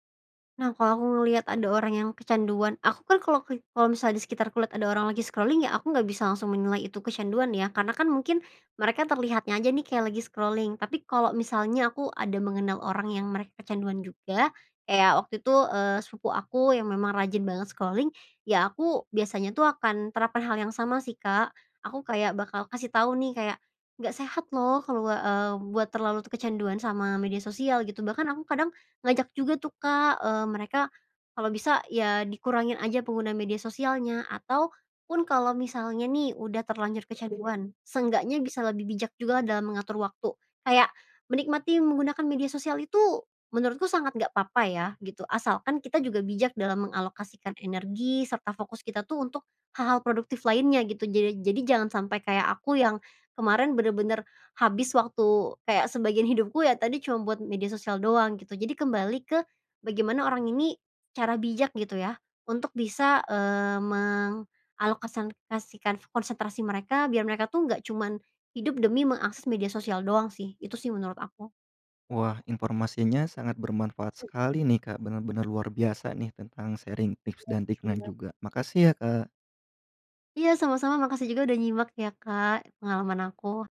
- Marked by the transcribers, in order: tapping; in English: "scrolling"; in English: "scrolling"; in English: "scrolling"; other background noise; "mengalokasikan" said as "mengalokasangkasikan"; in English: "sharing"
- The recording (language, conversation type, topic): Indonesian, podcast, Menurutmu, apa batasan wajar dalam menggunakan media sosial?